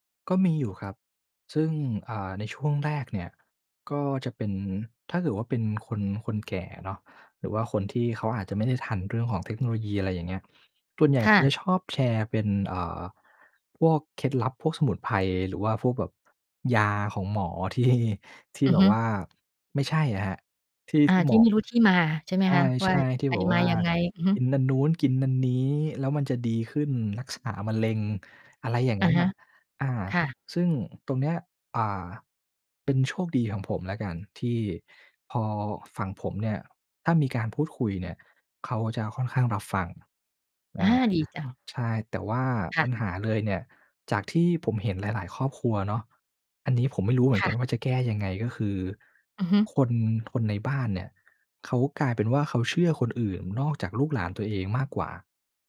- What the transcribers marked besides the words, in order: tapping; laughing while speaking: "ที่"; other background noise; "อัน" said as "นัน"; "อัน" said as "นัน"
- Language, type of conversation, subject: Thai, podcast, การแชร์ข่าวที่ยังไม่ได้ตรวจสอบสร้างปัญหาอะไรบ้าง?